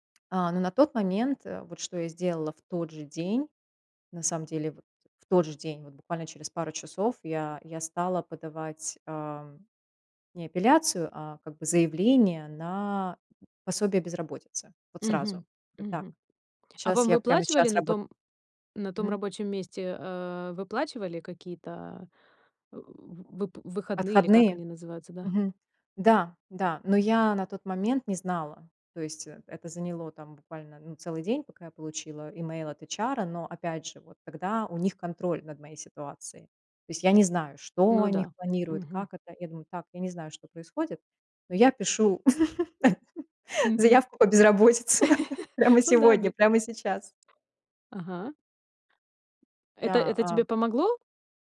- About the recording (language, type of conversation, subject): Russian, podcast, Как вы восстанавливаете уверенность в себе после поражения?
- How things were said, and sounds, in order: tapping; other background noise; grunt; in English: "ЭйчАра"; chuckle; laughing while speaking: "безработице прямо сегодня"